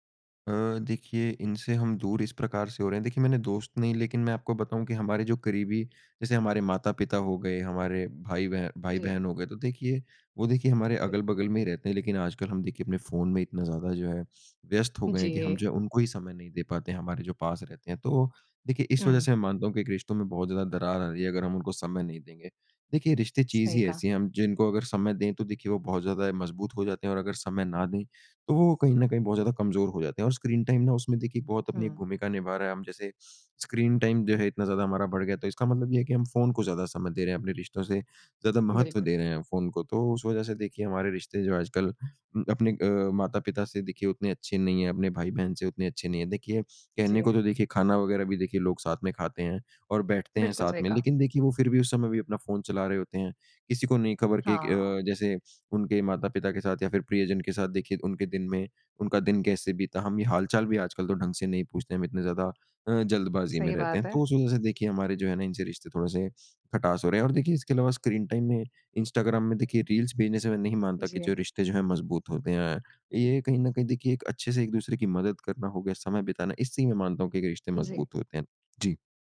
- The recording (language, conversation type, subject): Hindi, podcast, आप स्क्रीन पर बिताए समय को कैसे प्रबंधित करते हैं?
- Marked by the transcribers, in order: in English: "स्क्रीन टाइम"; sniff; in English: "स्क्रीन टाइम"; in English: "स्क्रीन टाइम"